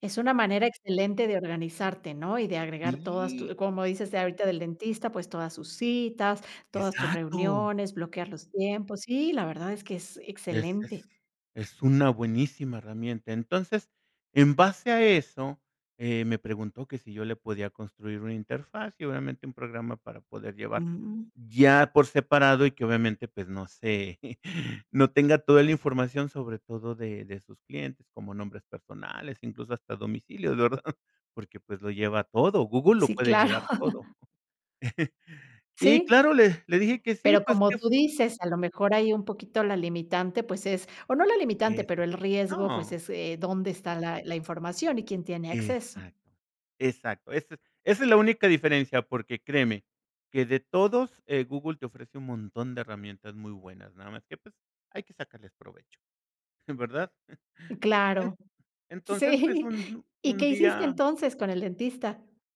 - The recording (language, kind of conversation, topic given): Spanish, podcast, ¿Qué técnicas sencillas recomiendas para experimentar hoy mismo?
- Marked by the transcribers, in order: tapping; other background noise; laughing while speaking: "claro"; chuckle; laughing while speaking: "Sí"